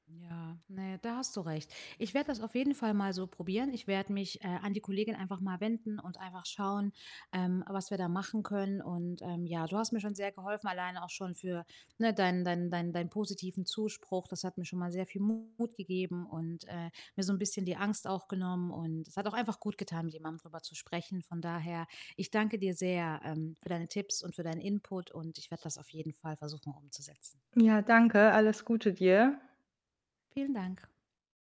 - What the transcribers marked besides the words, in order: other background noise; distorted speech
- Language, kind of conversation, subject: German, advice, Wie gehst du mit der Angst um, Fehler bei der Arbeit einzugestehen?